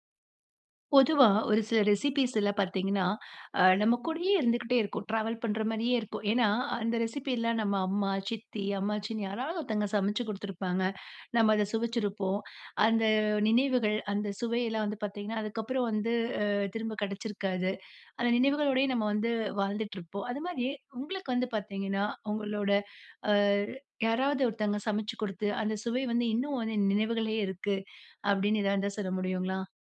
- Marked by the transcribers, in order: in English: "ரெசிப்பீஸ்ல"; in English: "ட்ராவல்"; in English: "ரெசிப்பில்லாம்"; drawn out: "அந்த"
- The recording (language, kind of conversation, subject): Tamil, podcast, சுவைகள் உங்கள் நினைவுகளோடு எப்படி இணைகின்றன?